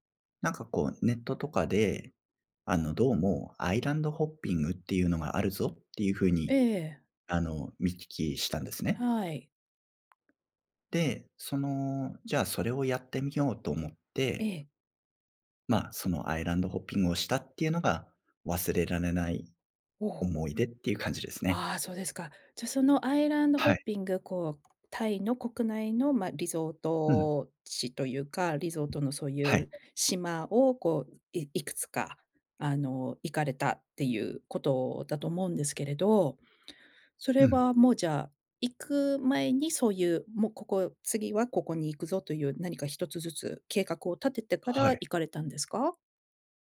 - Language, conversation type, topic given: Japanese, podcast, 人生で一番忘れられない旅の話を聞かせていただけますか？
- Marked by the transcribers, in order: in English: "アイランドホッピング"; in English: "アイランドホッピング"; in English: "アイランドホッピング"; other background noise